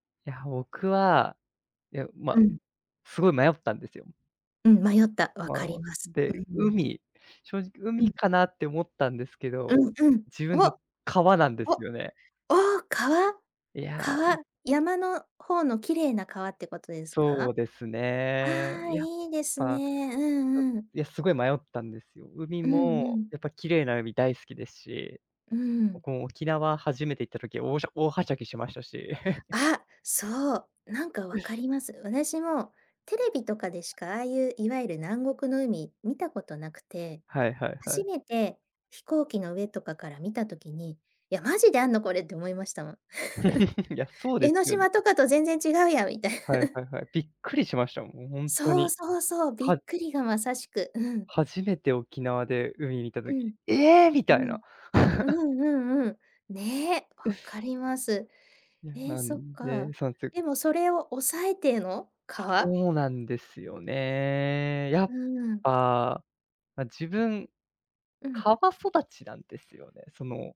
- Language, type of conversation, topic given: Japanese, unstructured, 自然の中で一番好きな場所はどこですか？
- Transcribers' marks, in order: chuckle; other background noise; alarm; chuckle; chuckle